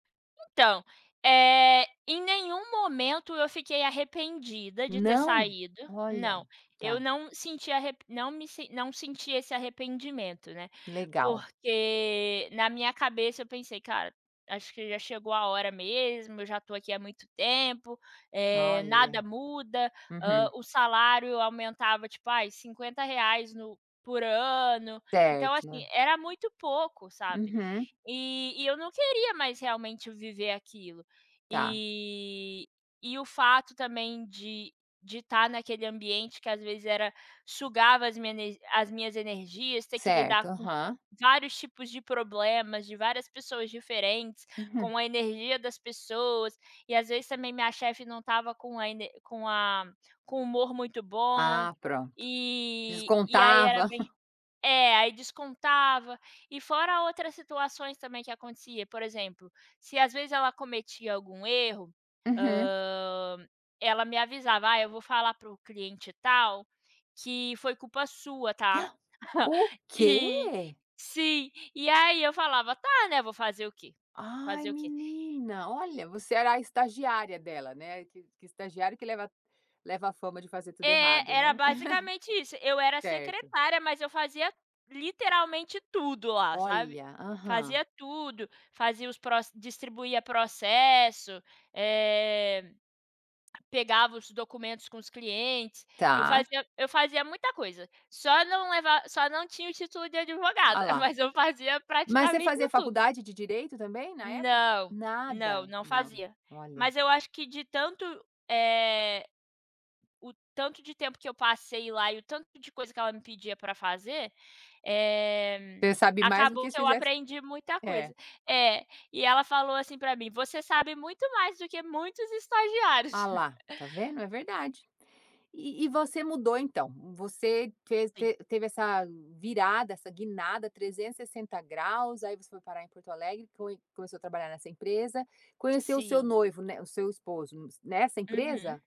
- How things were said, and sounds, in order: tapping; gasp; chuckle; chuckle
- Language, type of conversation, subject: Portuguese, podcast, Quando você precisou sair da sua zona de conforto?